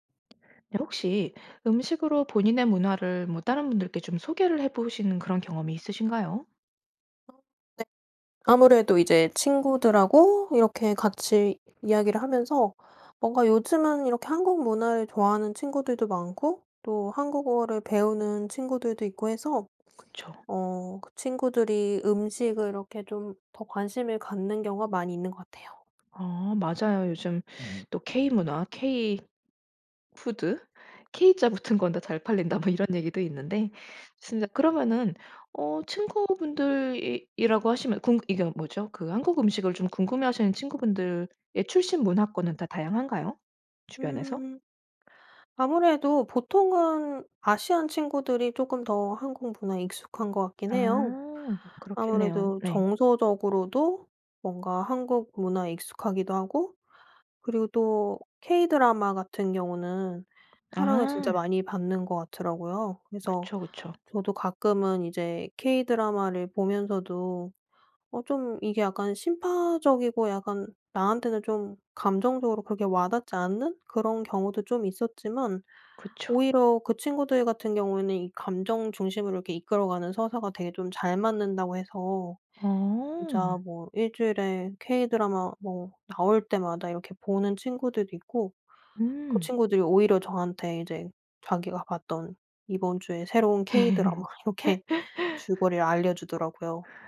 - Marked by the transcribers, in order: tapping; other background noise; laugh
- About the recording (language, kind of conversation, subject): Korean, podcast, 음식으로 자신의 문화를 소개해 본 적이 있나요?